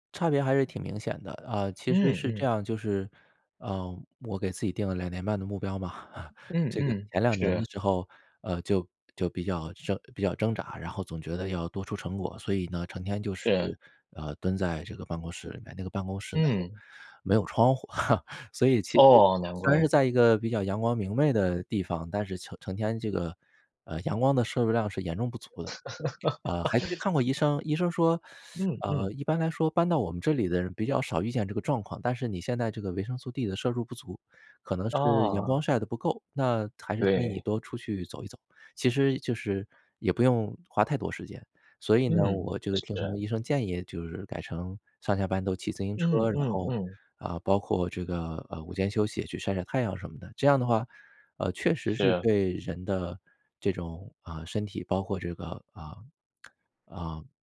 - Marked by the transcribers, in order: chuckle; chuckle; laugh; teeth sucking; tongue click
- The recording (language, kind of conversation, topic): Chinese, podcast, 你曾经遇到过职业倦怠吗？你是怎么应对的？
- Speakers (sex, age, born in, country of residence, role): male, 20-24, China, United States, host; male, 40-44, China, United States, guest